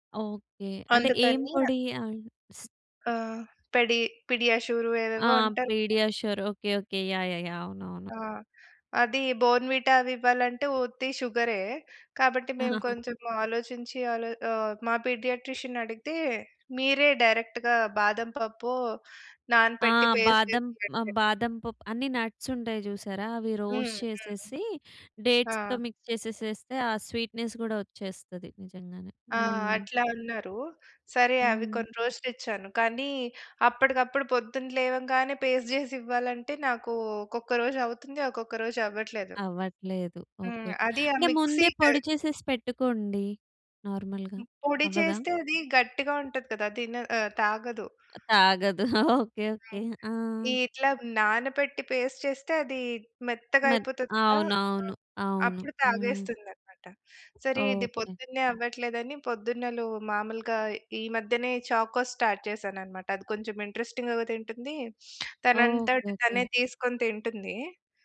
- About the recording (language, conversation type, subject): Telugu, podcast, మీ ఉదయపు దినచర్య ఎలా ఉంటుంది, సాధారణంగా ఏమేమి చేస్తారు?
- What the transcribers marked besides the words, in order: in English: "పీడియాషోర్"; in English: "బోర్న్‌విటా"; chuckle; in English: "డైరెక్ట్‌గా"; in English: "పేస్ట్"; in English: "రోస్ట్"; in English: "డేట్స్‌తో మిక్స్"; in English: "స్వీట్‌నెస్"; in English: "పేస్ట్"; in English: "మిక్సీ"; in English: "నార్మల్‌గా"; chuckle; in English: "పేస్ట్"; in English: "స్టార్ట్"; lip smack